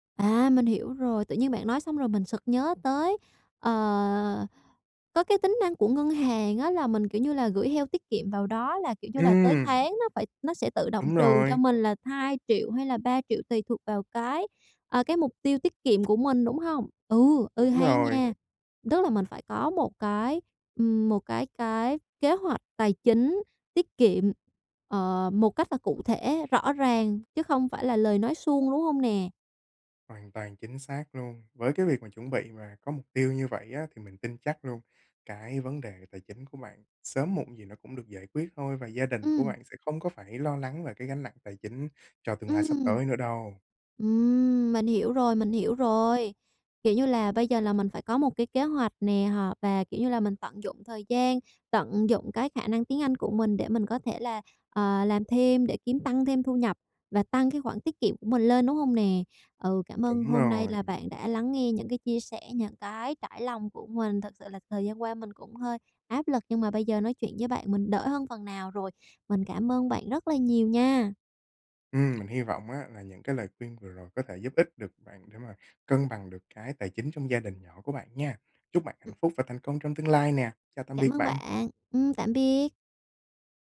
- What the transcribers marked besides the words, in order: tapping
- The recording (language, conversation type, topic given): Vietnamese, advice, Bạn cần chuẩn bị tài chính thế nào trước một thay đổi lớn trong cuộc sống?